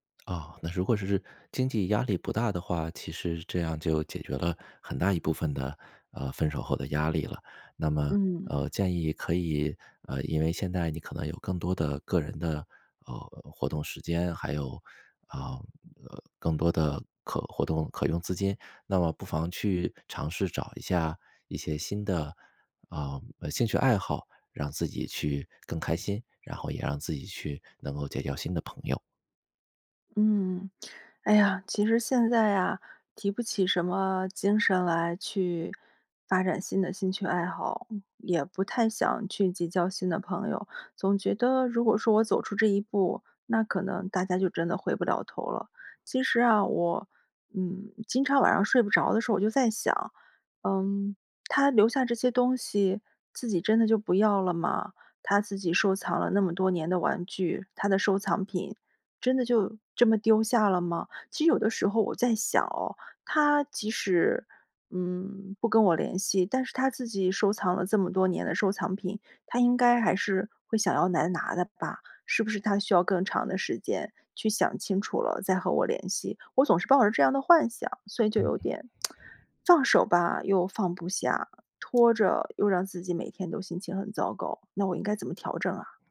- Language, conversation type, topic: Chinese, advice, 伴侣分手后，如何重建你的日常生活？
- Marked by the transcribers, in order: tsk